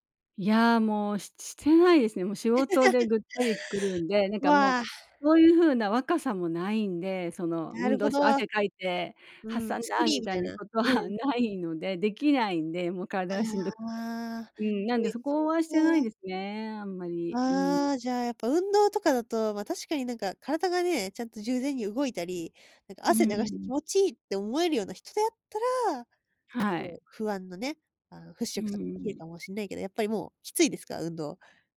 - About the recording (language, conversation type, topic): Japanese, podcast, 不安を乗り越えるために、普段どんなことをしていますか？
- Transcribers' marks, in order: laugh; chuckle